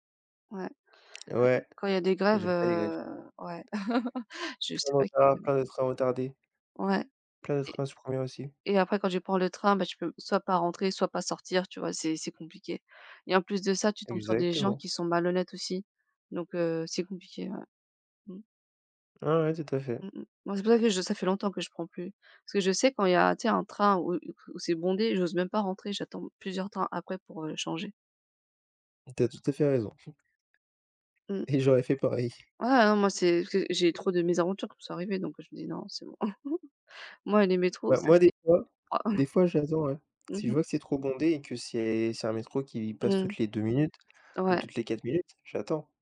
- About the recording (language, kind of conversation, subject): French, unstructured, Quel lieu de ton enfance aimerais-tu revoir ?
- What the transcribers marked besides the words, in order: laugh; chuckle; chuckle